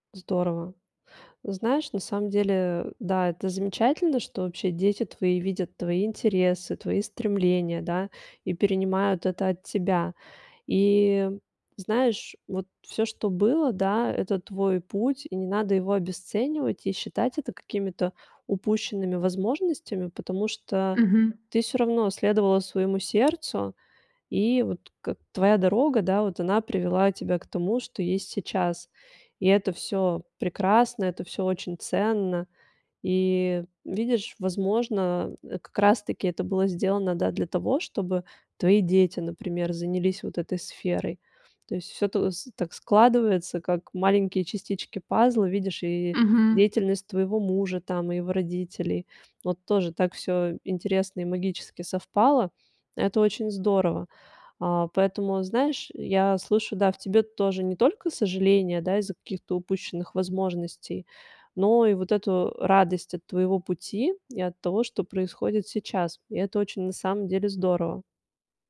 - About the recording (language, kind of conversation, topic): Russian, advice, Как вы переживаете сожаление об упущенных возможностях?
- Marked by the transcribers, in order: tapping